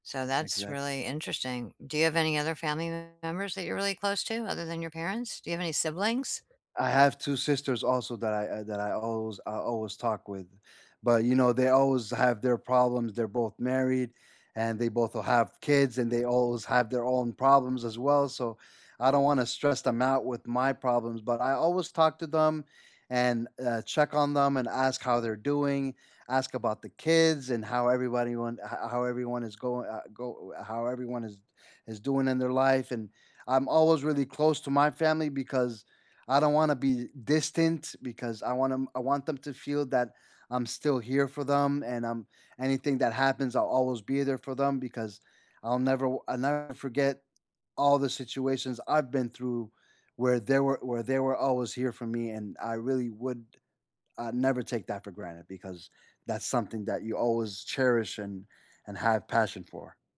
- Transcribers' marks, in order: none
- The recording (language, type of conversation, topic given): English, unstructured, Who lifts you up when life gets heavy, and how do you nurture those bonds?